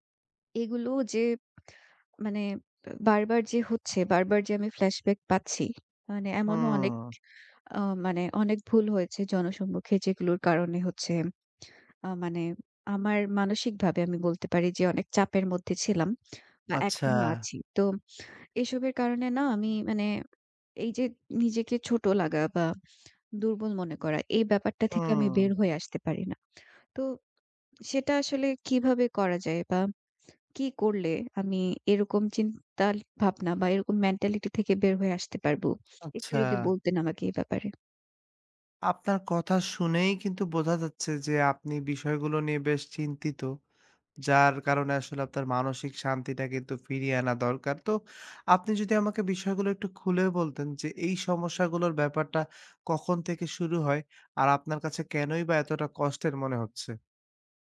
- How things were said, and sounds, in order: tapping; "চিন্তাভাবনা" said as "চিন্তালভাবনা"; other background noise
- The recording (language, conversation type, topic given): Bengali, advice, জনসমক্ষে ভুল করার পর তীব্র সমালোচনা সহ্য করে কীভাবে মানসিক শান্তি ফিরিয়ে আনতে পারি?